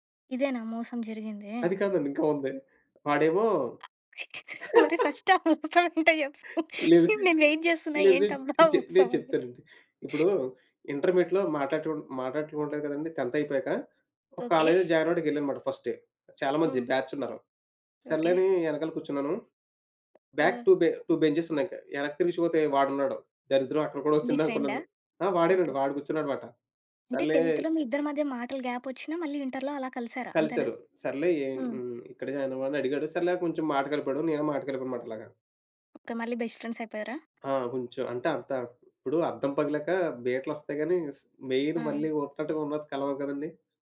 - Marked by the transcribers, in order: laughing while speaking: "మరి ఫస్ట్ ఆ మోసం ఏంటో చెప్పు. నేను వెయిట్ చేస్తున్నా ఏంటబ్బా మోసమని?"; in English: "ఫస్ట్"; laugh; in English: "వెయిట్"; in English: "ఇంటర్మీడియేట్‌లో"; in English: "టెన్త్"; in English: "కాలేజ్‌లో జాయిన్"; chuckle; in English: "ఫస్ట్ డే"; in English: "బ్యాచ్"; in English: "బ్యాక్ టు"; in English: "టూ బెంచెస్"; other background noise; in English: "టెంత్‌లో"; in English: "ఇంటర్‌లో"; in English: "జాయిన్"; in English: "బెస్ట్ ఫ్రెండ్స్"; in English: "మెయిన్"
- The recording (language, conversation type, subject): Telugu, podcast, అనుకోకుండా మీ జీవితాన్ని మార్చిన వ్యక్తి గురించి మీరు చెప్పగలరా?